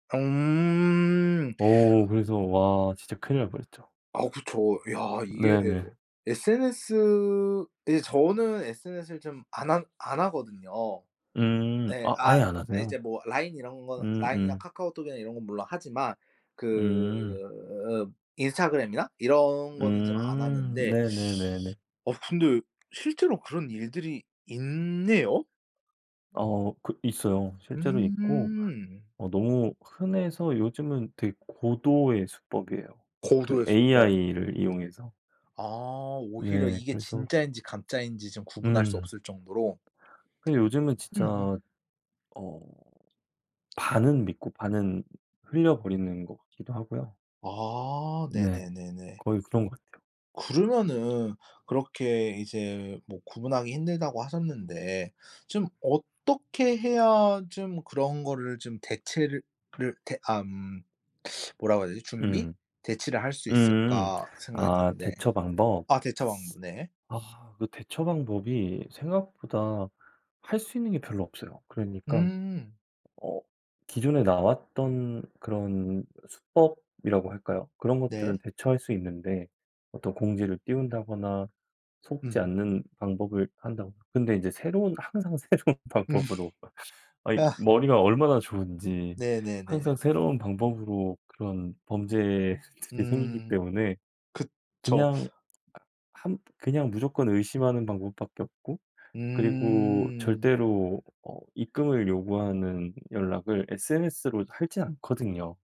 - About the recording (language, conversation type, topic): Korean, podcast, SNS에서 대화할 때 주의해야 할 점은 무엇인가요?
- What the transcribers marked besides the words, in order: tapping; other background noise; teeth sucking; laughing while speaking: "새로운 방법으로"; laugh